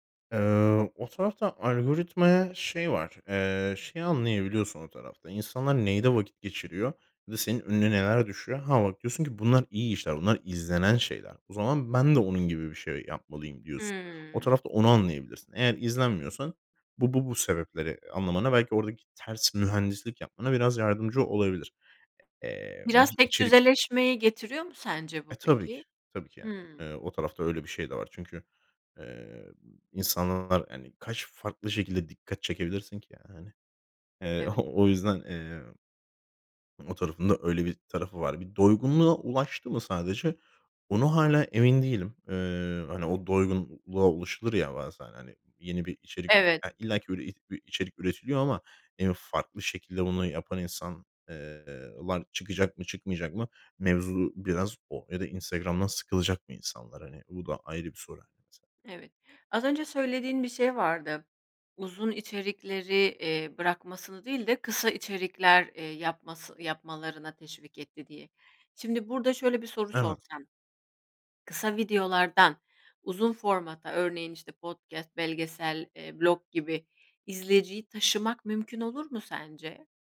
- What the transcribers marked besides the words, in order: chuckle; unintelligible speech
- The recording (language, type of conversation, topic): Turkish, podcast, Kısa videolar, uzun formatlı içerikleri nasıl geride bıraktı?